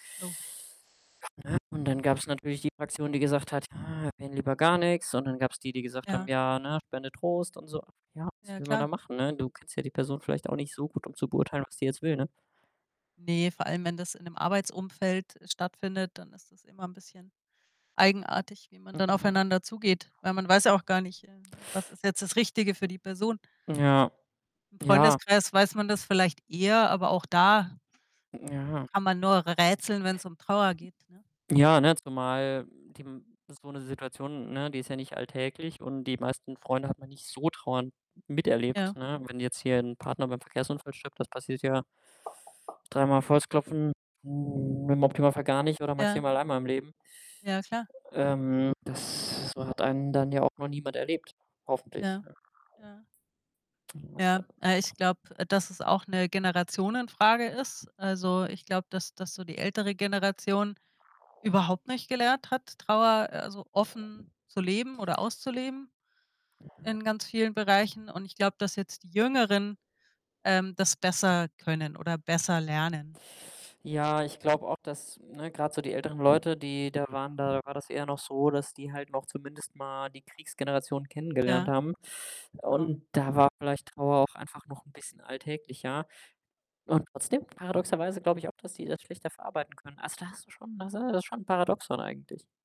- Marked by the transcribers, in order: static; distorted speech; background speech; other background noise; tapping; unintelligible speech
- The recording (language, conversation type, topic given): German, unstructured, Findest du, dass Trauer eher öffentlich gezeigt werden sollte oder lieber privat bleibt?